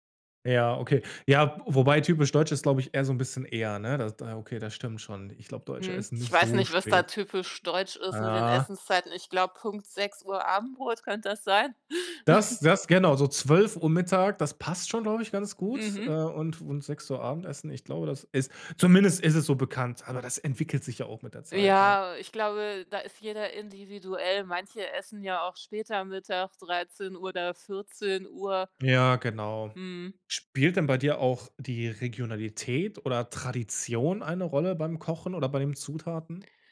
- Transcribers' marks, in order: snort
- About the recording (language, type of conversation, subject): German, podcast, Wie prägt deine Herkunft deine Essgewohnheiten?
- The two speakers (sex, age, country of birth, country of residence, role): female, 45-49, Germany, Germany, guest; male, 30-34, Germany, Germany, host